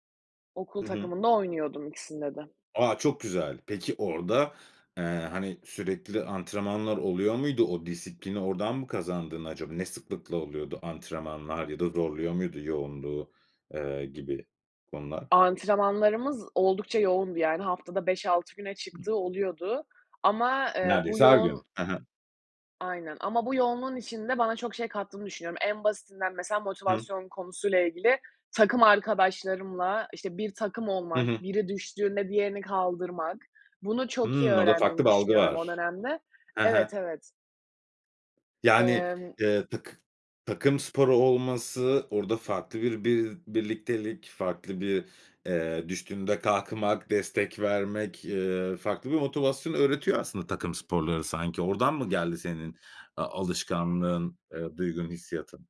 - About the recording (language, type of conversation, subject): Turkish, podcast, Motivasyonunu uzun vadede nasıl koruyorsun ve kaybettiğinde ne yapıyorsun?
- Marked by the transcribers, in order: tapping; other background noise